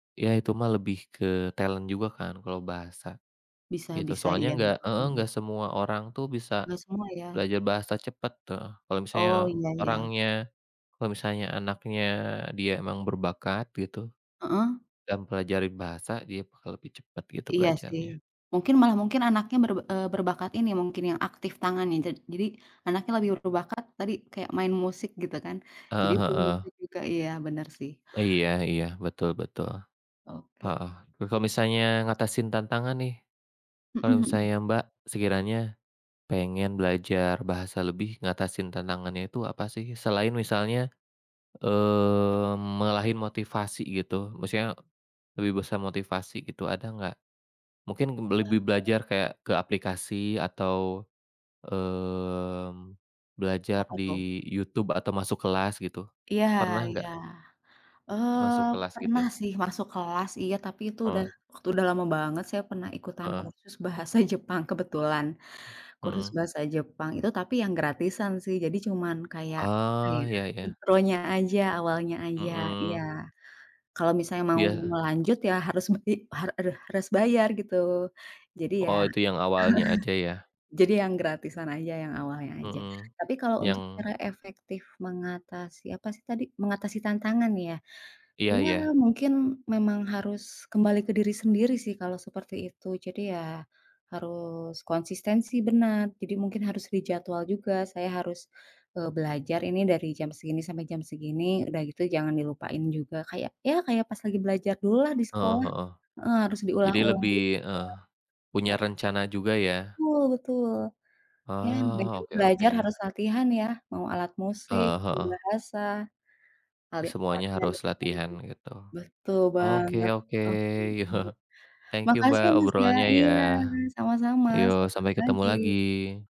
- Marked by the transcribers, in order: in English: "talent"; other background noise; drawn out: "eee"; tapping; chuckle; chuckle
- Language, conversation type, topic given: Indonesian, unstructured, Mana yang lebih menantang: belajar bahasa asing atau mempelajari alat musik?